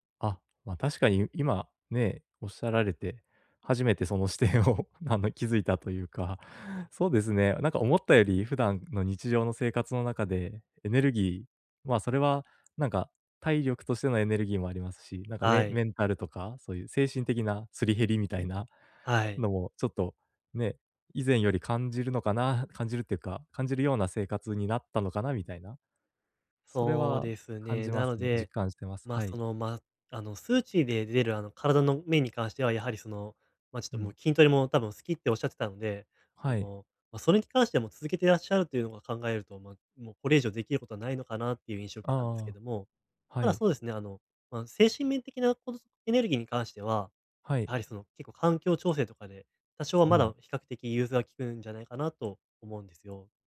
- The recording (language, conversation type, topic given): Japanese, advice, 毎日のエネルギー低下が疲れなのか燃え尽きなのか、どのように見分ければよいですか？
- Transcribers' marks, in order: laughing while speaking: "視点を"